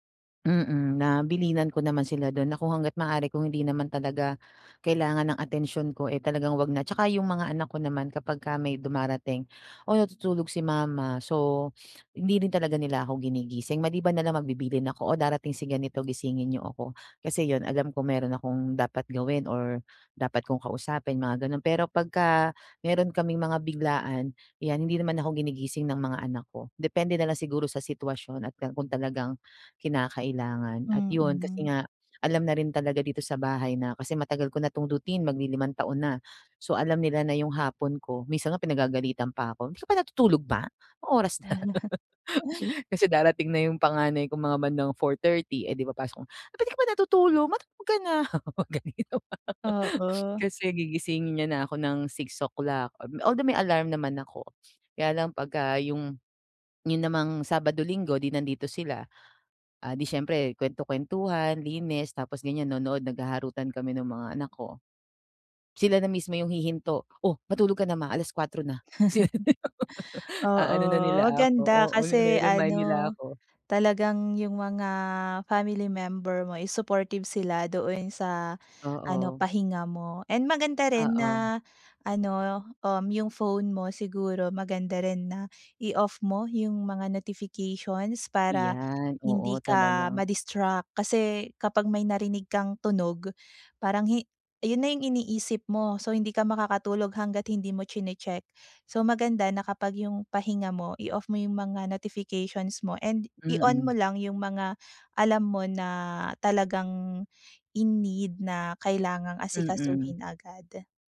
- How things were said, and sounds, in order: chuckle; chuckle; laughing while speaking: "gano'n yung mga"; chuckle
- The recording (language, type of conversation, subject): Filipino, advice, Paano ako makakapagpahinga sa bahay kahit maraming distraksyon?